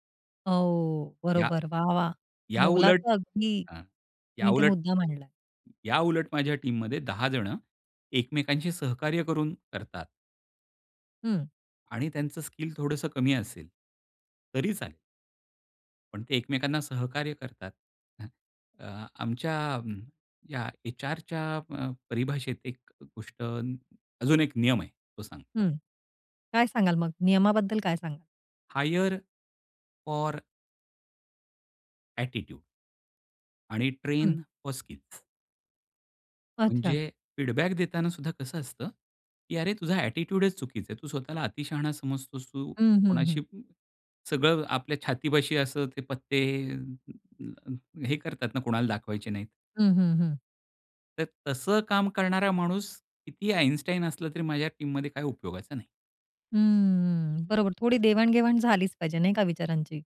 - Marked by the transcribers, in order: tapping; in English: "टीममध्ये"; in English: "हायर ऑर"; in English: "ॲटिट्यूड"; in English: "ट्रेन फॉर स्किल्स"; in English: "फीडबॅक"; in English: "ॲटिट्यूडच"; in English: "टीममध्ये"; drawn out: "हम्म"
- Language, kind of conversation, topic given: Marathi, podcast, फीडबॅक देताना तुमची मांडणी कशी असते?